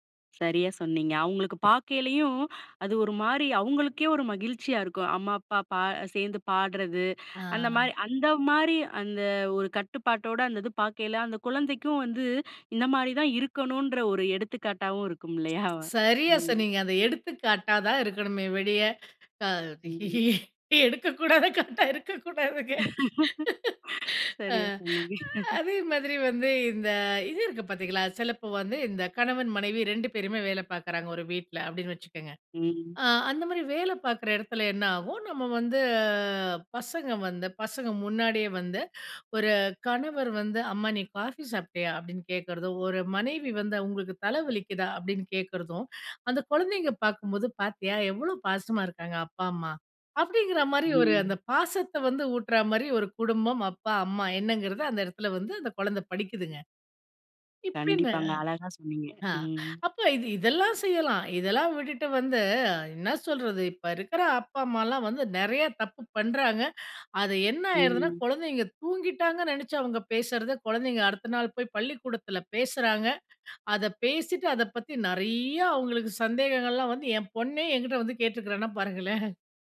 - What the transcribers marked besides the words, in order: other background noise; "இல்லயா" said as "மில்லயா"; "ஒழிய" said as "வெளிய"; laughing while speaking: "அ எடுக்கக்கூடாத காட்டா இருக்கக்கூடாதுங்க"; laugh; laugh; drawn out: "வந்து"
- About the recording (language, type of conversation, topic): Tamil, podcast, குழந்தைகள் பிறந்த பிறகு காதல் உறவை எப்படி பாதுகாப்பீர்கள்?